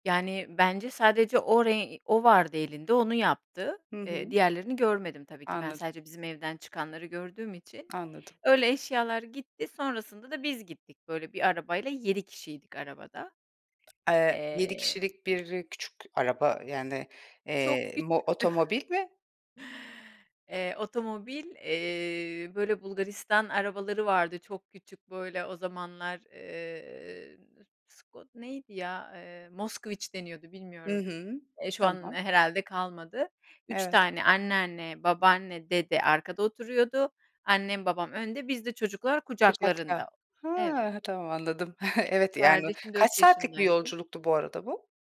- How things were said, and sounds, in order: tapping; other background noise; chuckle; "Moskoviç" said as "Moskviç"; chuckle
- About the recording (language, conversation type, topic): Turkish, podcast, Ailenizin göç hikâyesi nasıl başladı, anlatsana?